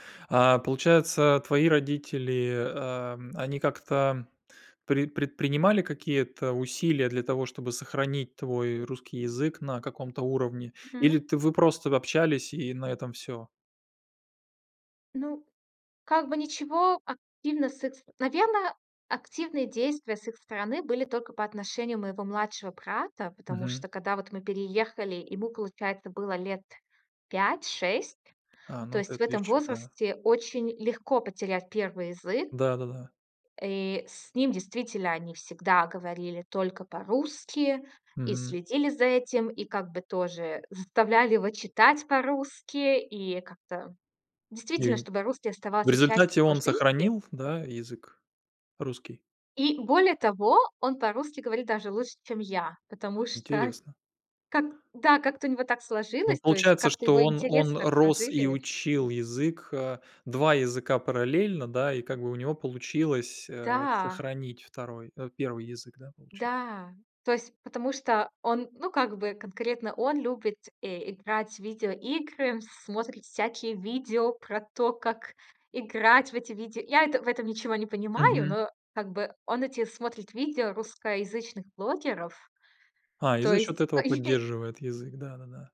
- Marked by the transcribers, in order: tapping; unintelligible speech; other background noise; unintelligible speech
- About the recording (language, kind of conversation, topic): Russian, podcast, Что для тебя значит родной язык и почему он важен?